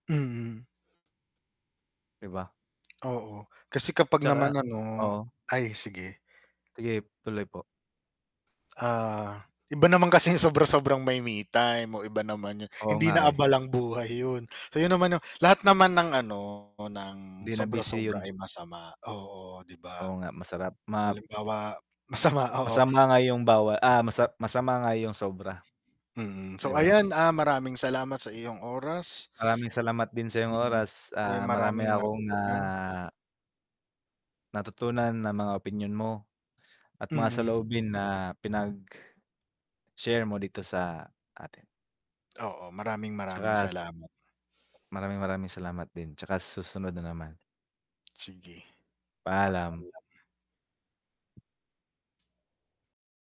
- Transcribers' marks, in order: static; tapping; distorted speech; other background noise
- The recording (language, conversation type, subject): Filipino, unstructured, Paano mo pinapahalagahan ang oras para sa sarili sa gitna ng abalang buhay?